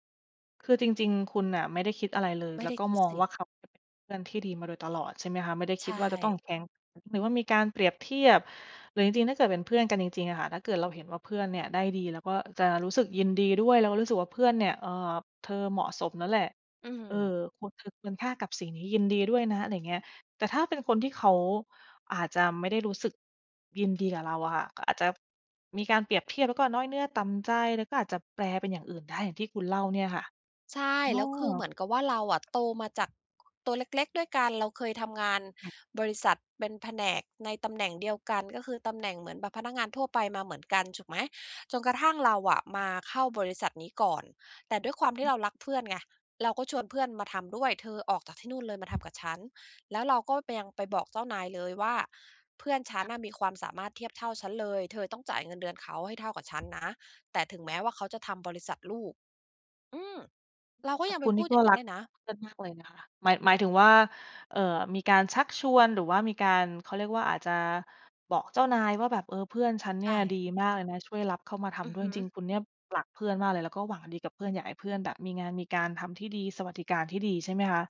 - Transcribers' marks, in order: "ถูก" said as "ฉูก"; tapping
- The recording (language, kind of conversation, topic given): Thai, podcast, เมื่อความไว้ใจหายไป ควรเริ่มฟื้นฟูจากตรงไหนก่อน?